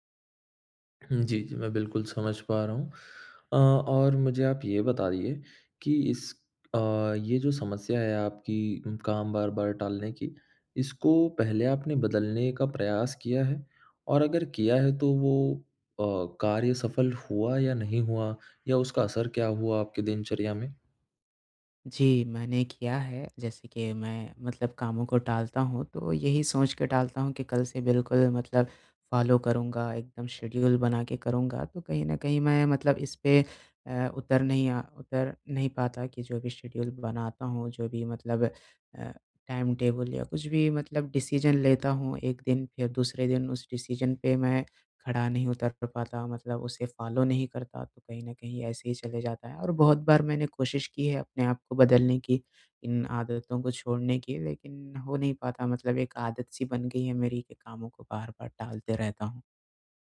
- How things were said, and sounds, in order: in English: "फॉलो"; in English: "शेड्यूल"; in English: "शेड्यूल"; in English: "टाइम-टेबल"; in English: "डिसीजन"; in English: "डिसीजन"
- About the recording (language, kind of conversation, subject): Hindi, advice, आप काम बार-बार क्यों टालते हैं और आखिरी मिनट में होने वाले तनाव से कैसे निपटते हैं?